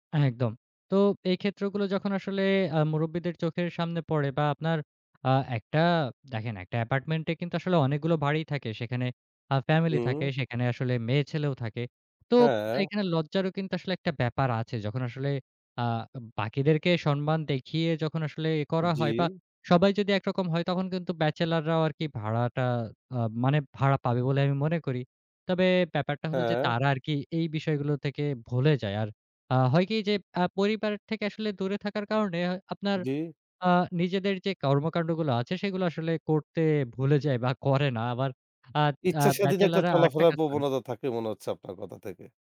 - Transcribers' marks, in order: "ভুলে" said as "ভোলে"
- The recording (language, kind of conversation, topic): Bengali, podcast, ভাড়াটে বাসায় থাকা অবস্থায় কীভাবে ঘরে নিজের ছোঁয়া বজায় রাখবেন?